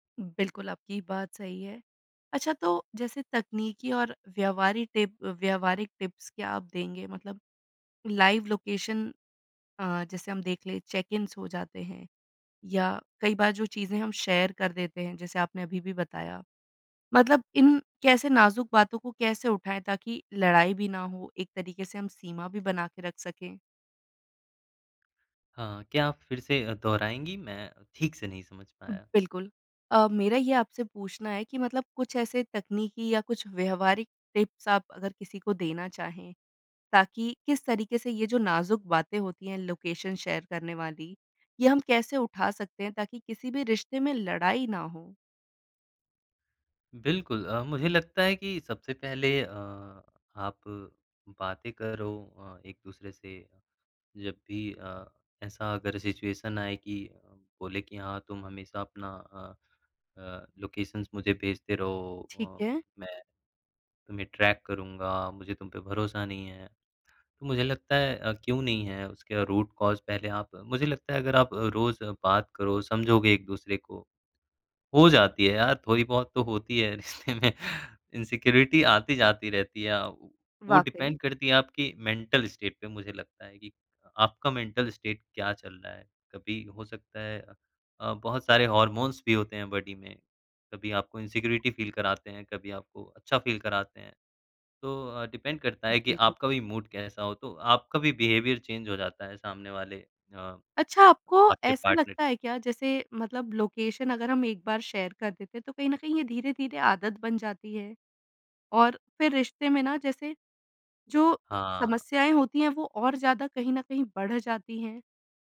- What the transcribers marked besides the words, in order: tapping; in English: "टिप्स"; in English: "लाइव लोकेशन"; in English: "चेक-इन्स"; in English: "शेयर"; other background noise; in English: "टिप्स"; in English: "लोकेशन शेयर"; in English: "सिचुएशन"; in English: "लोकेशन्स"; in English: "ट्रैक"; in English: "रूट कॉज़"; laughing while speaking: "रिश्ते में"; in English: "इनसिक्योरिटी"; in English: "डिपेंड"; in English: "मेंटल स्टेट"; in English: "मेंटल स्टेट"; in English: "हॉर्मोन्स"; in English: "बडी"; "बॉडी" said as "बडी"; in English: "इनसिक्योरिटी फ़ील"; in English: "फ़ील"; in English: "डिपेंड"; in English: "मूड"; in English: "बिहेवियर चेंज"; in English: "पार्टनर"; in English: "लोकेशन"; in English: "शेयर"
- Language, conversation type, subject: Hindi, podcast, क्या रिश्तों में किसी की लोकेशन साझा करना सही है?